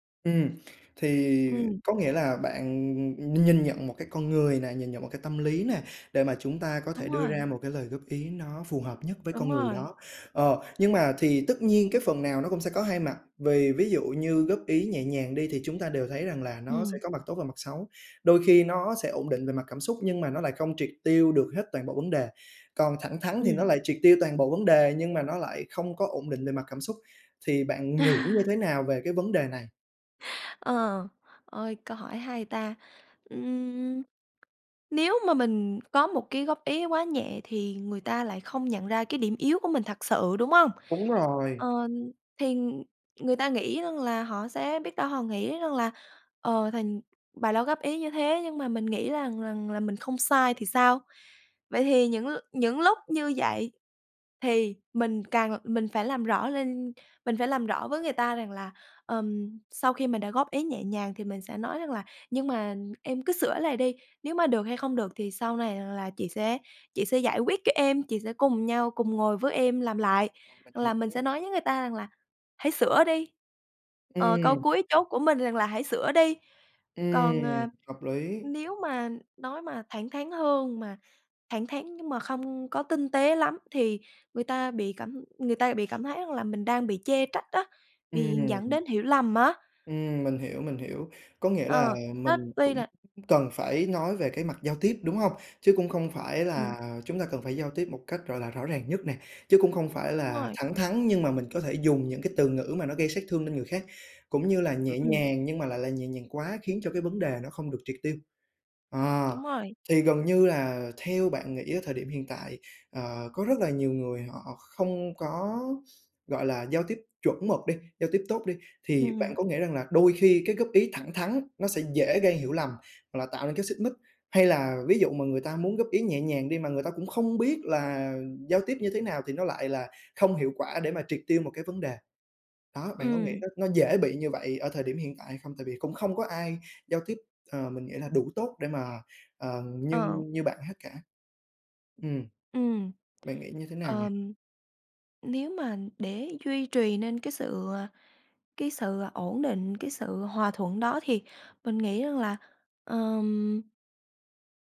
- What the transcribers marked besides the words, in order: tapping; laugh; other background noise
- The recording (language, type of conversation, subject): Vietnamese, podcast, Bạn thích được góp ý nhẹ nhàng hay thẳng thắn hơn?